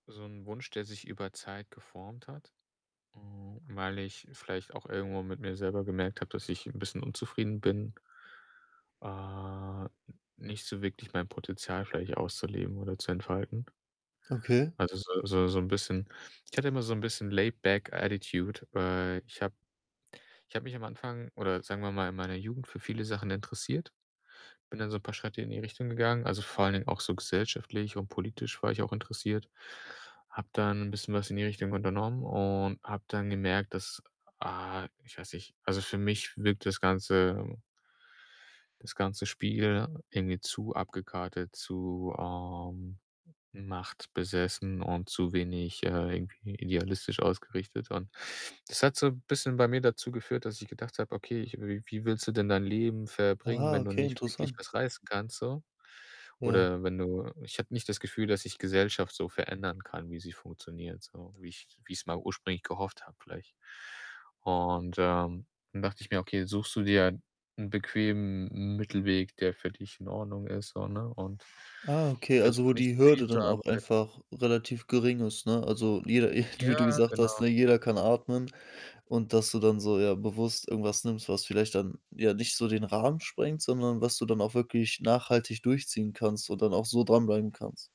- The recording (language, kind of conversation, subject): German, podcast, Wie integrierst du Atemübungen oder Achtsamkeit in deinen Alltag?
- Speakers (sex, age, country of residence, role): male, 20-24, Germany, host; male, 30-34, Germany, guest
- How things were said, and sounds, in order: other background noise; drawn out: "äh"; distorted speech; in English: "laid back attitude"; laughing while speaking: "jeder"